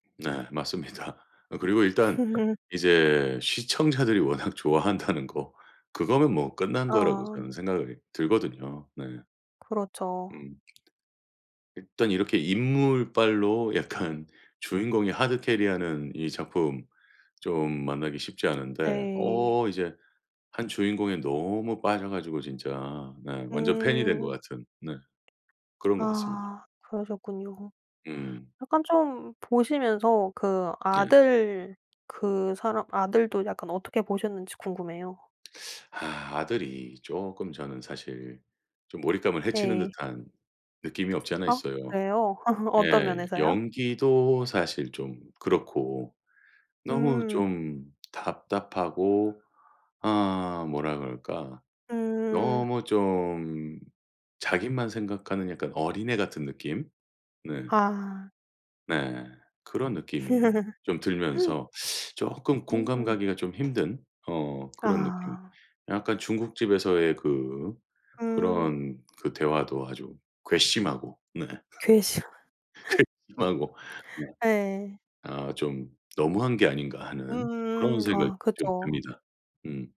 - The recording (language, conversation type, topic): Korean, podcast, 요즘 마음에 위로가 되는 영화나 드라마가 있으신가요?
- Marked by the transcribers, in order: laugh; tapping; laughing while speaking: "시청자들이 워낙 좋아한다는 거"; other background noise; laughing while speaking: "약간"; laugh; laugh; teeth sucking; laughing while speaking: "괘씸하고"; laughing while speaking: "괘씸한"; laugh